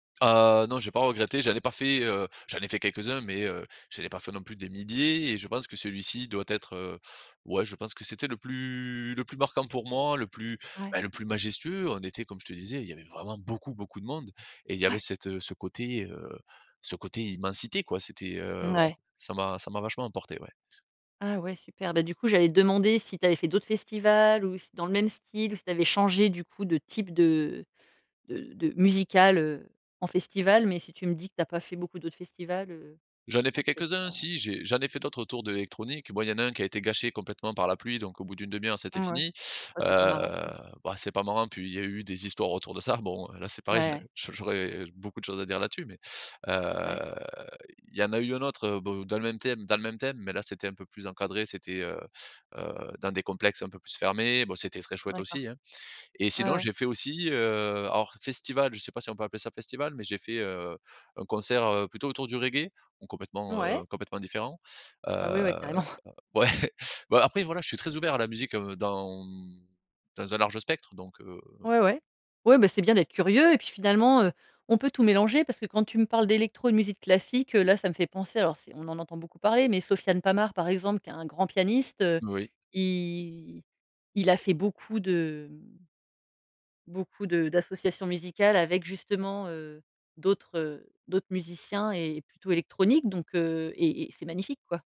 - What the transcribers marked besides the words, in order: stressed: "beaucoup"; drawn out: "heu"; drawn out: "heu"; chuckle
- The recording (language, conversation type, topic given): French, podcast, Quel est ton meilleur souvenir de festival entre potes ?